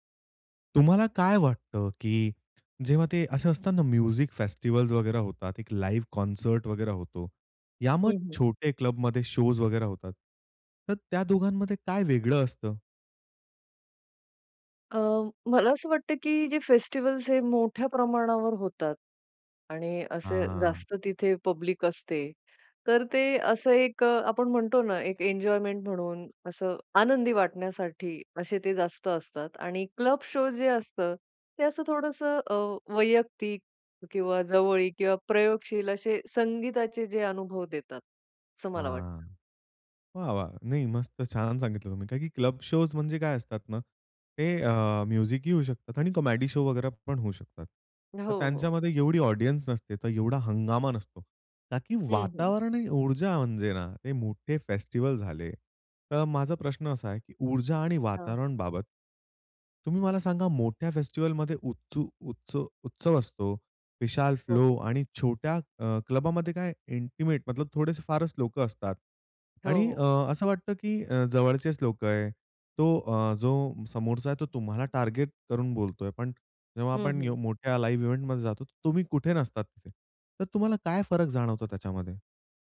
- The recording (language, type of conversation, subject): Marathi, podcast, फेस्टिव्हल आणि छोट्या क्लबमधील कार्यक्रमांमध्ये तुम्हाला नेमका काय फरक जाणवतो?
- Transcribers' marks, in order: other noise; in English: "म्युझिक फेस्टिव्हल्स"; in English: "लाईव्ह कॉन्सर्ट"; in English: "शोज"; in English: "पब्लिक"; in English: "क्लब शो"; in English: "क्लब शोज"; in English: "म्युझिकही"; in English: "कॉमेडी शो"; in English: "ऑडियन्स"; in English: "इंटिमेट"; in English: "लाईव्ह इव्हेंटमध्ये"